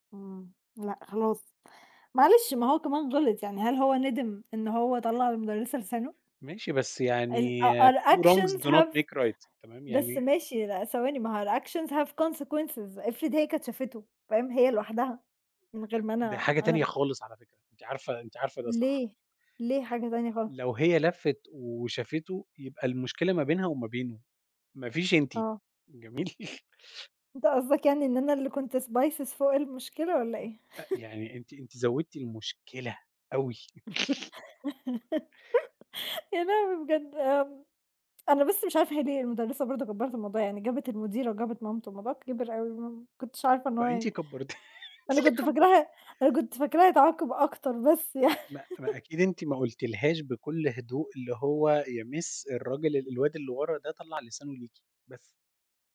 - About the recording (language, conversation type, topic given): Arabic, unstructured, إيه أهم درس اتعلمته من غلطاتك في حياتك؟
- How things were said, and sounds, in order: in English: "two wrongs do not make right"; in English: "الactions have"; in English: "الactions have consequences"; tapping; unintelligible speech; chuckle; in English: "spices"; other background noise; chuckle; laugh; laughing while speaking: "يعني أعمل إيه بجد؟"; laugh; laughing while speaking: "أنتِ اللي كبّرتِ"; tsk; laugh; in English: "miss"